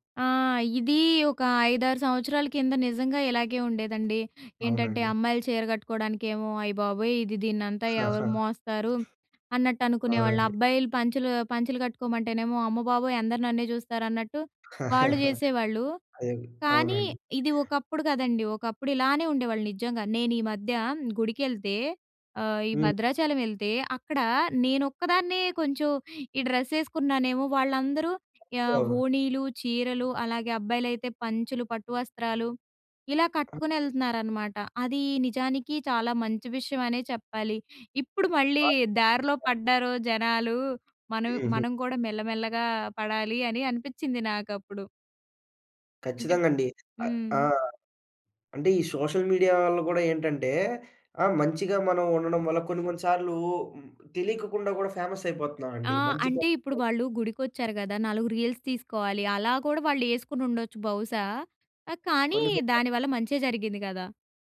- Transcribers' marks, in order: chuckle; other background noise; chuckle; in English: "డ్రెస్"; other noise; in English: "సోషల్ మీడియా"; in English: "ఫేమస్"; in English: "రీల్స్"
- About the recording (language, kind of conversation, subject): Telugu, podcast, సోషల్ మీడియా సంప్రదాయ దుస్తులపై ఎలా ప్రభావం చూపుతోంది?